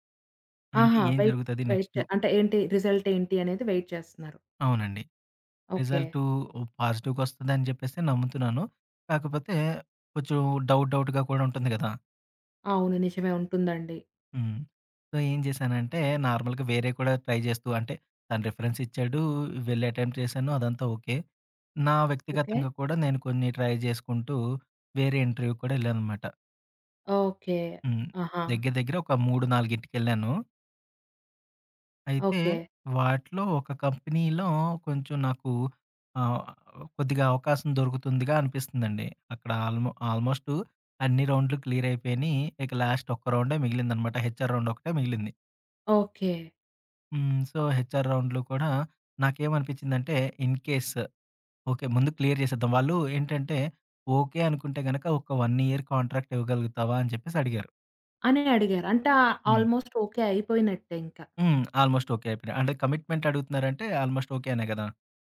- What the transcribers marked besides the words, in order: in English: "వెయిట్ వెయిట్"; in English: "రిజల్ట్"; in English: "వెయిట్"; in English: "రిజల్ట్ పాజిటివ్‌గొస్తుందని"; in English: "డవుట్, డవుట్‌గా"; in English: "సో"; in English: "నార్మల్‌గా"; in English: "ట్రై"; in English: "రిఫరెన్స్"; in English: "అటెంప్ట్"; in English: "ట్రై"; in English: "ఇంటర్‌వ్యూ‌కి"; tapping; in English: "కంపెనీలో"; in English: "లాస్ట్"; in English: "హెచ్ఆర్ రౌండ్"; in English: "సో, హెచ్ఆర్ రౌండ్‌లో"; in English: "ఇన్‌కేస్"; in English: "క్లియర్"; in English: "వన్ ఇయర్ కాంట్రాక్ట్"; in English: "ఆల్‌మోస్ట్"; in English: "ఆల్‌మోస్ట్"; in English: "కమిట్మెంట్"; in English: "ఆల్‌మోస్ట్"
- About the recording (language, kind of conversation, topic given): Telugu, podcast, రెండు ఆఫర్లలో ఒకదాన్నే ఎంపిక చేయాల్సి వస్తే ఎలా నిర్ణయం తీసుకుంటారు?